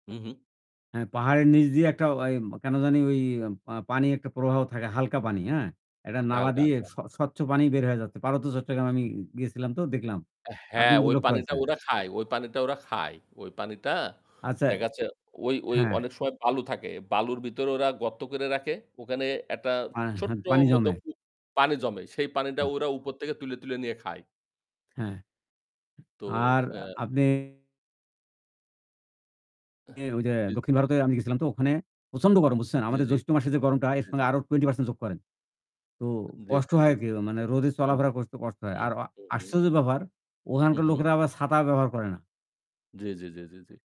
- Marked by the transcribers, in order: static; "চট্টগ্রামে" said as "চট্টগামে"; "করে" said as "কইরে"; "তুলে" said as "তুইলে"; tapping; other background noise; distorted speech
- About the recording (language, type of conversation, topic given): Bengali, unstructured, ভ্রমণে গিয়ে আপনি সবচেয়ে বেশি কী শিখেছেন?